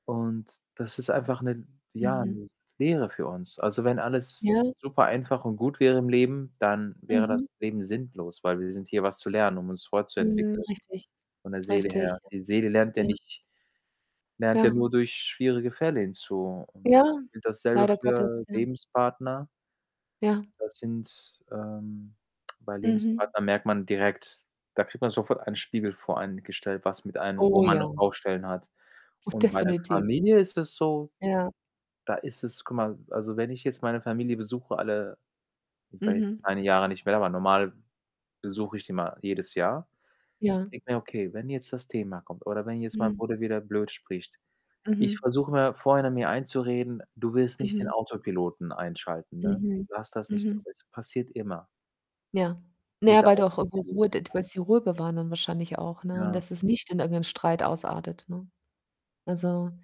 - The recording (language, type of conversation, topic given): German, unstructured, Wie gehst du mit Streit in der Familie um?
- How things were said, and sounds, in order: distorted speech; static; unintelligible speech; other background noise